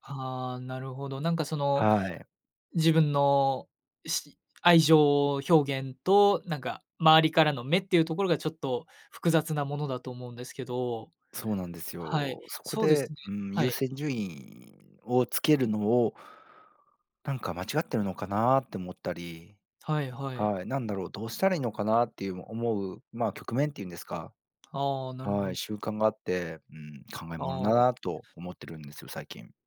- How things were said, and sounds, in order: none
- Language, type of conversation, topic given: Japanese, advice, 友情と恋愛を両立させるうえで、どちらを優先すべきか迷ったときはどうすればいいですか？